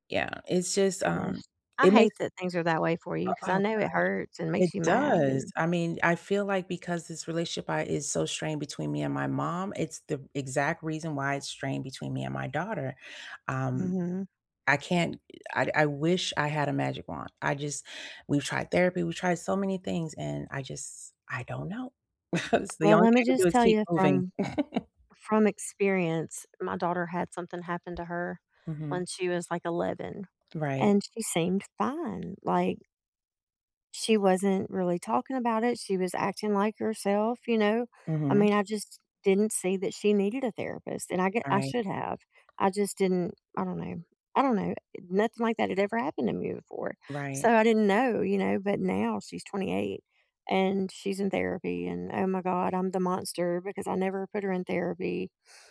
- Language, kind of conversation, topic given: English, unstructured, How can I rebuild trust after a disagreement?
- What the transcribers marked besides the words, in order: chuckle; tapping; chuckle; other background noise